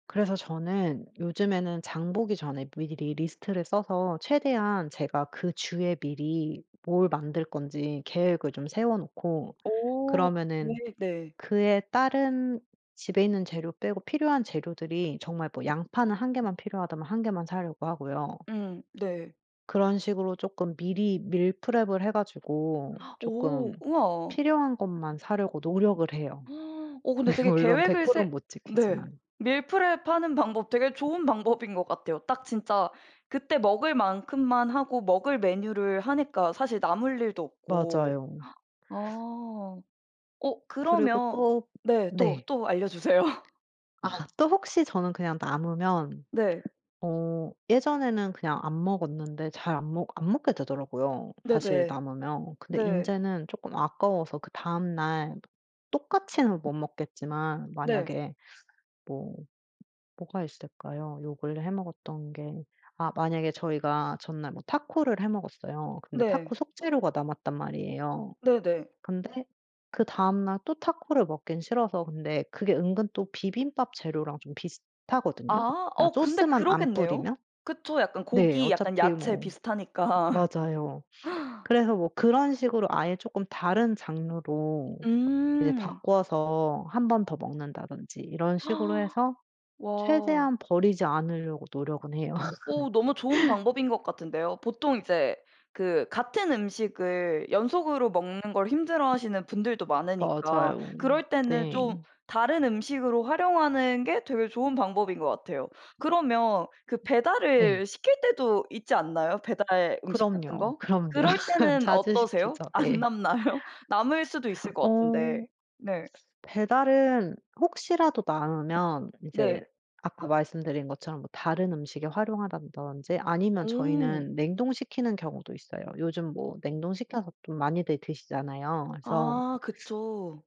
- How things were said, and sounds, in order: other background noise; in English: "밀프랩을"; gasp; laughing while speaking: "물론"; in English: "밀프랩"; tapping; laughing while speaking: "알려주세요"; laughing while speaking: "비슷하니까"; gasp; laugh; laughing while speaking: "그럼요"; laughing while speaking: "안 남나요?"; "활용한다든지" said as "활용하다던지"
- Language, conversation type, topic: Korean, podcast, 가정에서 음식물 쓰레기를 줄이는 방법